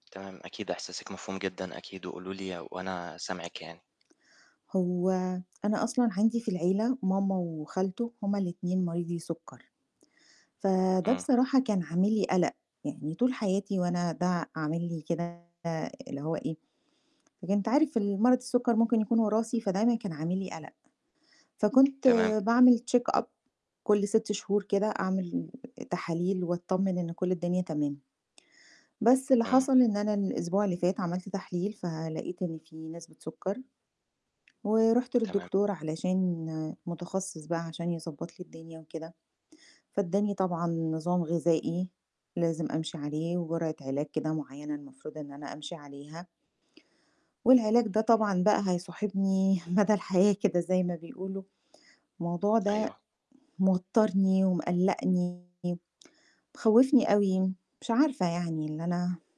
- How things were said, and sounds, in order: tapping; distorted speech; in English: "checkup"
- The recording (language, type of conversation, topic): Arabic, advice, إيه التشخيص الجديد اللي عرفته عن صحتك، وإزاي بتتأقلم مع القيود أو علاج طويل المدى؟